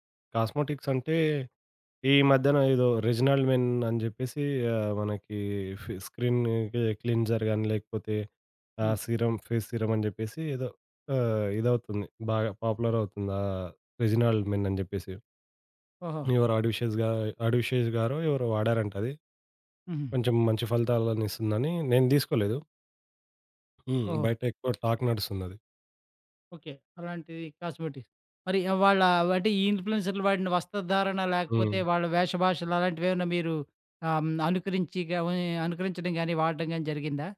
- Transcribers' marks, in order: in English: "కాస్మోటిక్స్"; in English: "స్క్రీన్ కి క్లీన్సర్"; in English: "సీరమ్ ఫేస్ సీరమ్"; in English: "పాపులర్"; in English: "టాక్"; in English: "కాస్మెటిక్స్"; in English: "ఇన్ఫ్లూయెన్సర్‌లు"
- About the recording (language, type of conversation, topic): Telugu, podcast, నీ స్టైల్‌కు ప్రధానంగా ఎవరు ప్రేరణ ఇస్తారు?